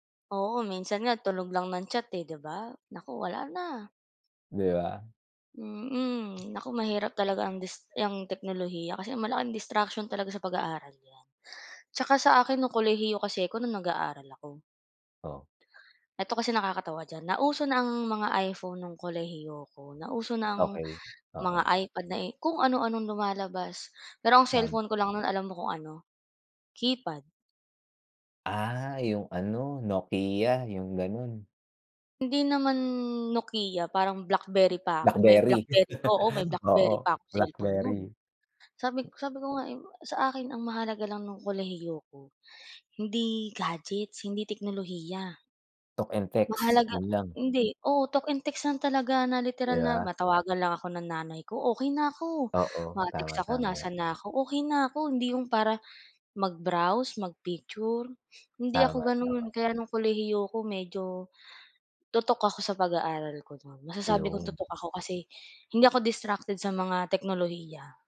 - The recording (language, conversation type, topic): Filipino, unstructured, Paano nakakatulong ang teknolohiya sa pag-aaral mo?
- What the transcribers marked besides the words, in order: laugh